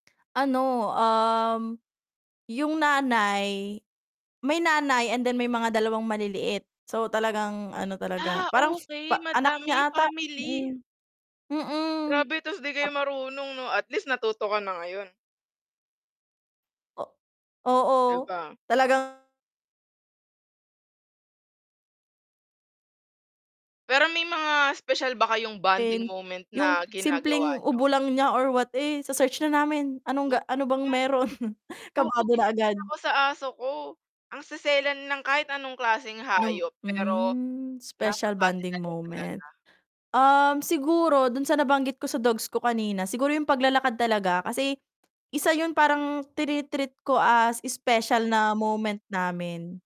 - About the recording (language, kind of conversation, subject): Filipino, unstructured, Paano mo ipinapakita ang pagmamahal sa alaga mo?
- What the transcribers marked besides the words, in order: static; distorted speech; chuckle